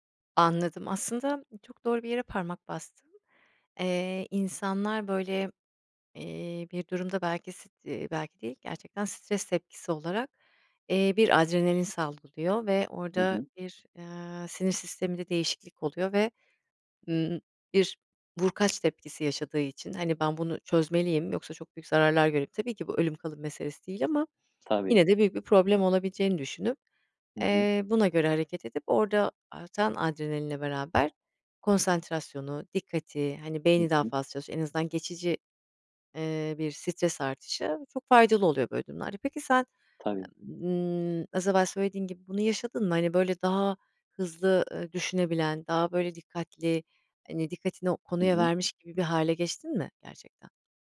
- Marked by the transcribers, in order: tapping; other background noise; other noise
- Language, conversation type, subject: Turkish, podcast, Telefonunun şarjı bittiğinde yolunu nasıl buldun?